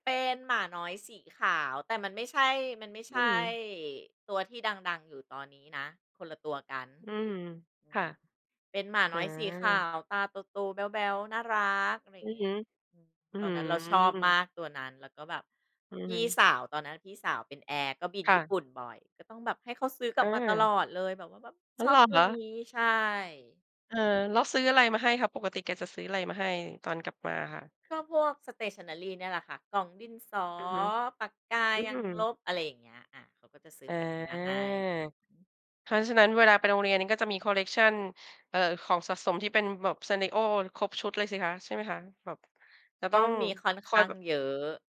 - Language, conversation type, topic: Thai, podcast, ตอนเด็กๆ คุณเคยสะสมอะไรบ้าง เล่าให้ฟังหน่อยได้ไหม?
- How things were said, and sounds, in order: stressed: "รัก"; in English: "Stationary"